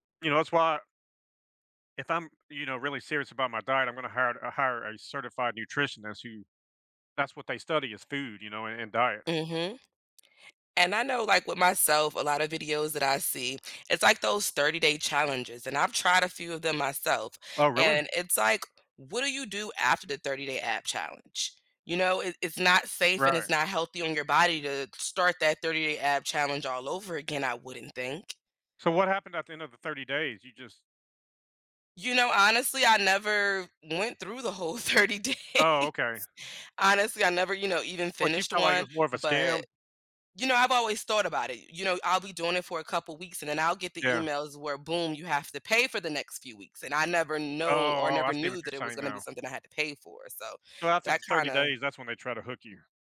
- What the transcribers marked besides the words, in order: laughing while speaking: "whole thirty days"
- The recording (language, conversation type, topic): English, unstructured, How do social media fitness trends impact people's motivation and well-being?